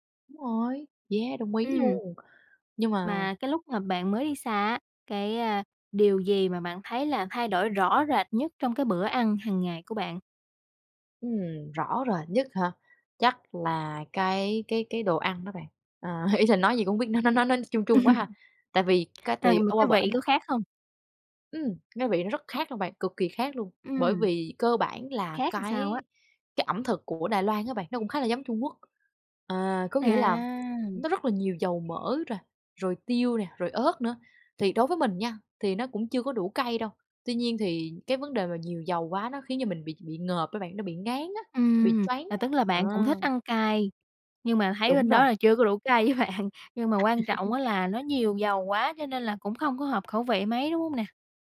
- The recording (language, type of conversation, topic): Vietnamese, podcast, Bạn thay đổi thói quen ăn uống thế nào khi đi xa?
- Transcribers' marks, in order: tapping; laughing while speaking: "ý là"; laugh; "làm" said as "ừn"; other background noise; laughing while speaking: "với bạn"; laugh